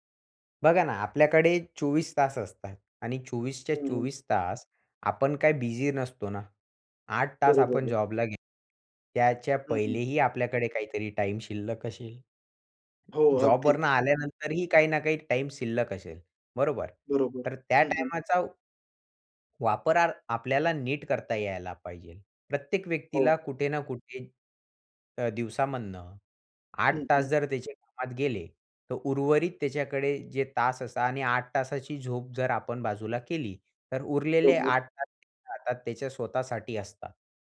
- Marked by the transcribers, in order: "वापर" said as "वापरार"
- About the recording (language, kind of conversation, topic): Marathi, podcast, एखादा नवीन छंद सुरू कसा करावा?